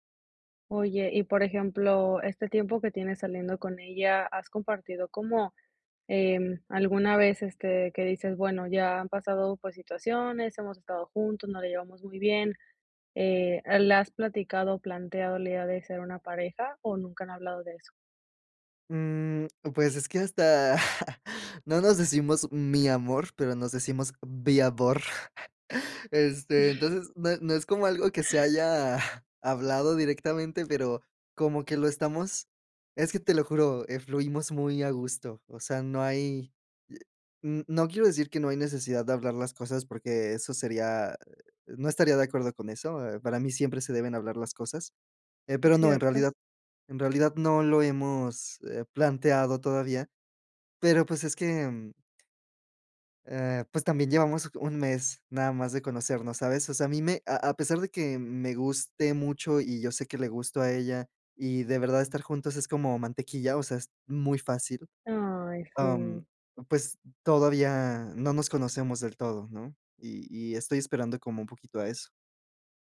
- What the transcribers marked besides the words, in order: chuckle; chuckle; other background noise
- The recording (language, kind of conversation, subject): Spanish, advice, ¿Cómo puedo ajustar mis expectativas y establecer plazos realistas?